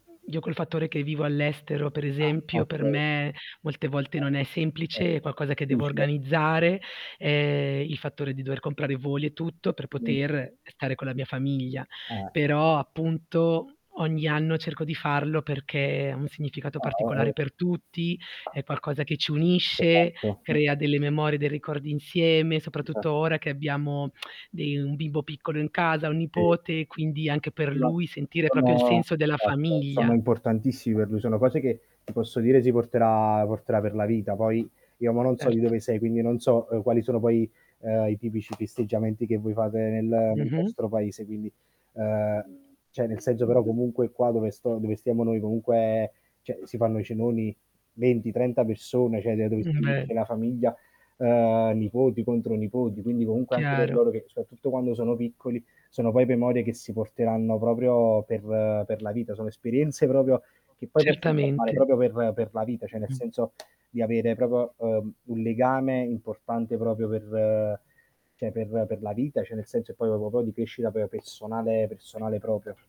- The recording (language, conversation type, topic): Italian, unstructured, Che significato ha per te mangiare insieme ad altre persone?
- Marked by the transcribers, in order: other background noise; static; distorted speech; tapping; unintelligible speech; lip smack; unintelligible speech; other street noise; "cioè" said as "ceh"; "cioè" said as "ceh"; "cioè" said as "ceh"; "proprio" said as "propio"; "proprio" said as "propio"; "cioè" said as "ceh"; "proprio" said as "propio"; "proprio" said as "propio"; "cioè" said as "ceh"; "cioè" said as "ceh"; "proprio" said as "propio"; "proprio" said as "propio"